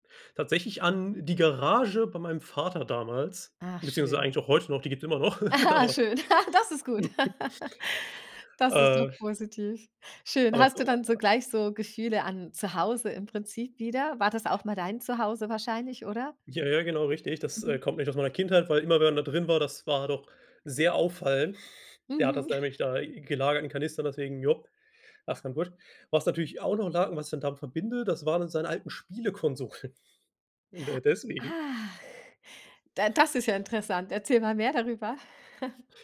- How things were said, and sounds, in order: giggle; chuckle; joyful: "Das ist doch positiv"; chuckle; unintelligible speech; chuckle; snort; unintelligible speech; laughing while speaking: "Spielekonsolen"; chuckle
- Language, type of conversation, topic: German, podcast, Welche Gerüche wecken bei dir sofort Erinnerungen?